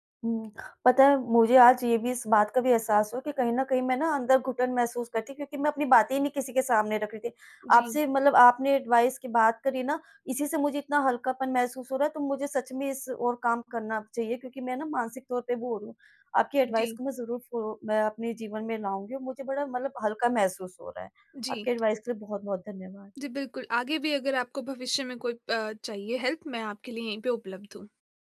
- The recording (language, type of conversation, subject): Hindi, advice, बॉस और परिवार के लिए सीमाएँ तय करना और 'ना' कहना
- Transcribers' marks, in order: in English: "एडवाइस"; in English: "एडवाइस"; in English: "एडवाइस"; tapping; in English: "हेल्प"